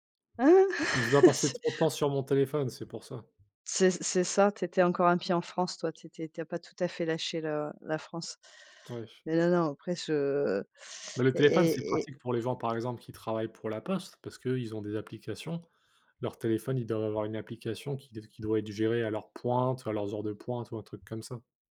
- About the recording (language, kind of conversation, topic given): French, unstructured, Préférez-vous travailler sur smartphone ou sur ordinateur ?
- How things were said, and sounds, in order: laugh; unintelligible speech